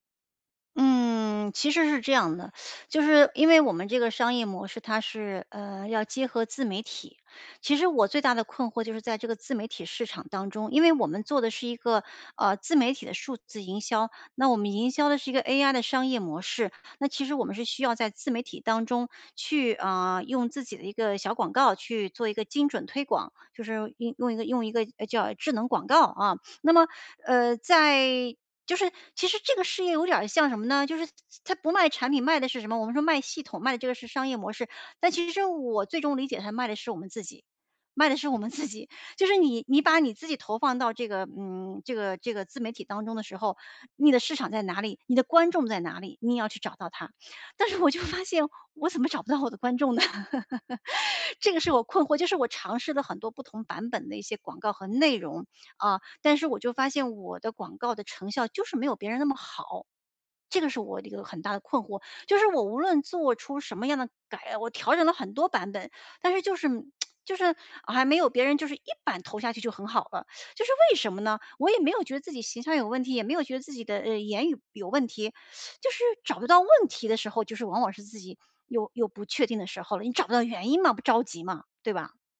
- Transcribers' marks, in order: teeth sucking; laughing while speaking: "卖的是我们自己"; other background noise; laughing while speaking: "但是我就发现，我怎么找不到我的观众呢？"; laugh; tsk; teeth sucking
- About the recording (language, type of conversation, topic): Chinese, advice, 在不确定的情况下，如何保持实现目标的动力？